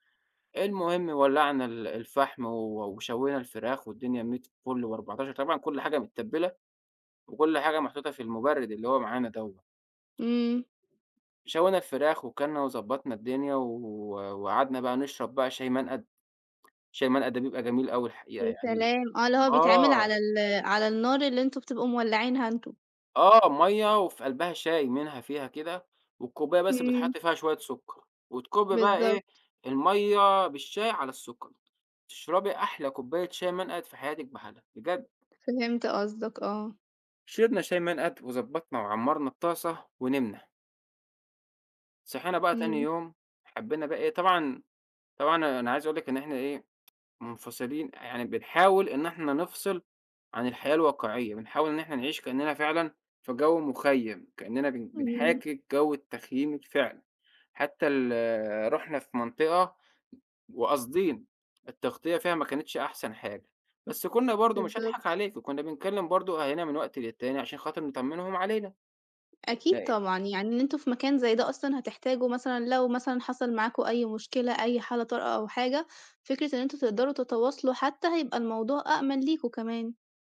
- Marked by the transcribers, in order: tapping; tsk; unintelligible speech
- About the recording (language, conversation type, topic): Arabic, podcast, إزاي بتجهّز لطلعة تخييم؟